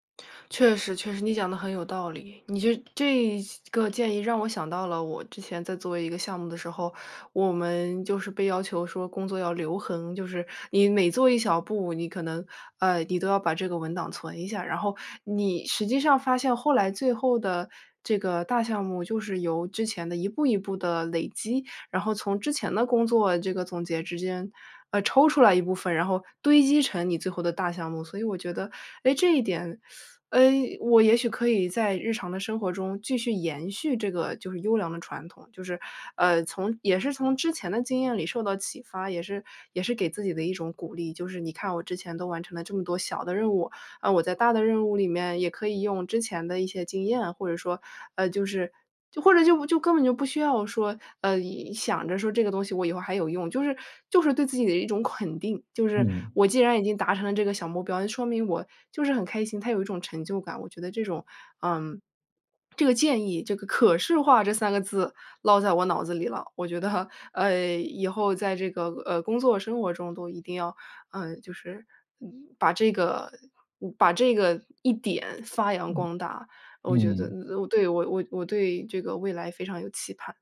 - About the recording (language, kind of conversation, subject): Chinese, advice, 我总是只盯着终点、忽视每一点进步，该怎么办？
- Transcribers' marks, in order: tapping; teeth sucking; other background noise